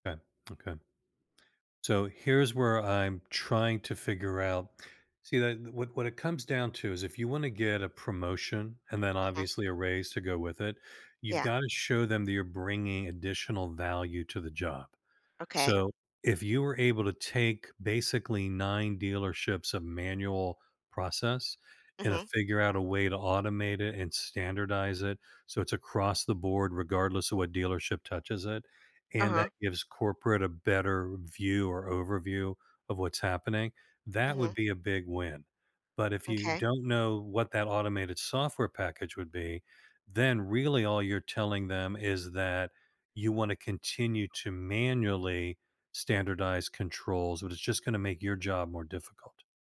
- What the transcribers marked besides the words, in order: none
- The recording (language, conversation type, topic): English, advice, How do I start a difficult conversation with a coworker while staying calm and professional?